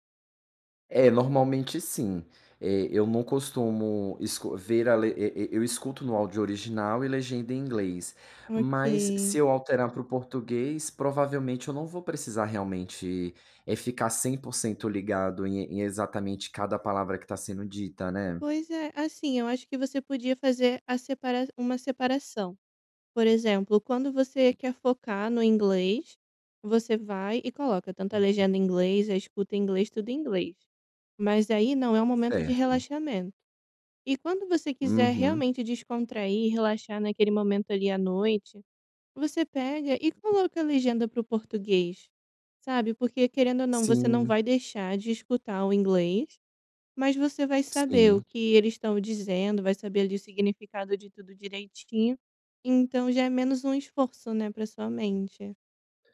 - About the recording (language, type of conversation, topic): Portuguese, advice, Como posso relaxar em casa depois de um dia cansativo?
- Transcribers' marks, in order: tapping; unintelligible speech